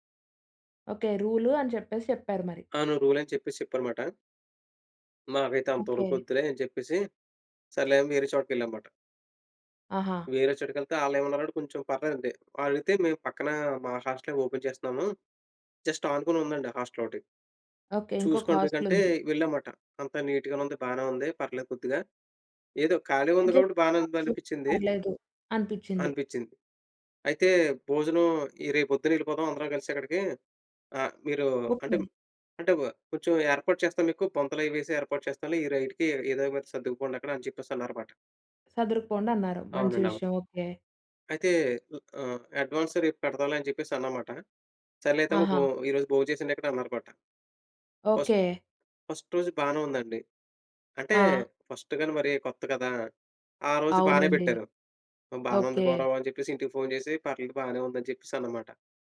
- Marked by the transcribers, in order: in English: "రూల్"; in English: "ఓపెన్"; in English: "జస్ట్"; in English: "నీట్‌గానే"; in English: "అడ్జస్ట్"; in English: "అడ్వాన్స్"; in English: "ఫస్ట్, ఫస్ట్"; in English: "ఫస్ట్‌గని"
- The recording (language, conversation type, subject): Telugu, podcast, మీ మొట్టమొదటి పెద్ద ప్రయాణం మీ జీవితాన్ని ఎలా మార్చింది?